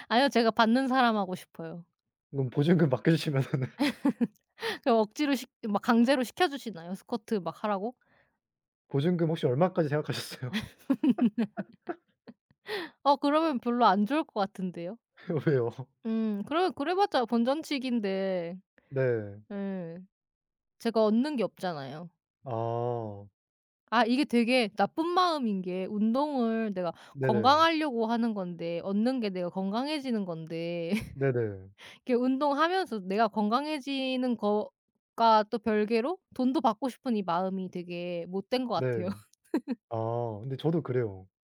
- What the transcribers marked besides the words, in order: laughing while speaking: "보증금 맡겨 주시면은"; laugh; other background noise; laugh; laughing while speaking: "생각하셨어요?"; laugh; laughing while speaking: "왜요?"; laugh; laugh
- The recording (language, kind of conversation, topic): Korean, unstructured, 운동을 억지로 시키는 것이 옳을까요?